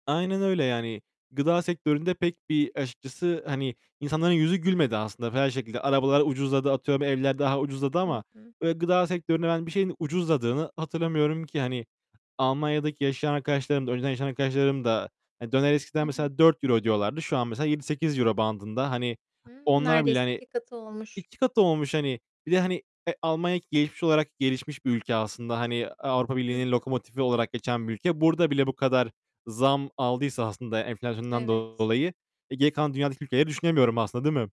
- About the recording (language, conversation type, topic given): Turkish, unstructured, Yemek fiyatları sizce neden sürekli artıyor?
- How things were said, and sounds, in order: distorted speech; other background noise; tapping